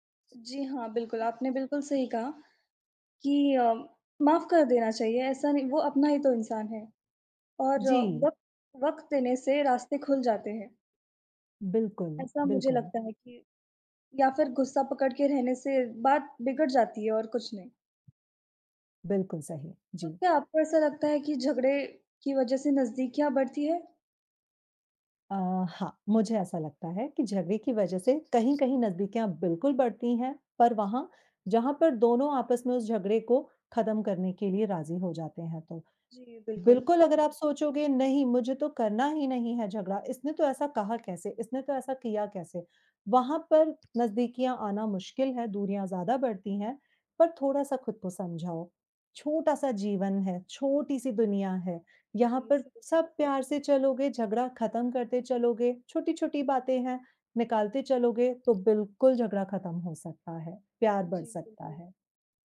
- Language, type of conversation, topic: Hindi, unstructured, क्या झगड़े के बाद प्यार बढ़ सकता है, और आपका अनुभव क्या कहता है?
- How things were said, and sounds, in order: other noise; other background noise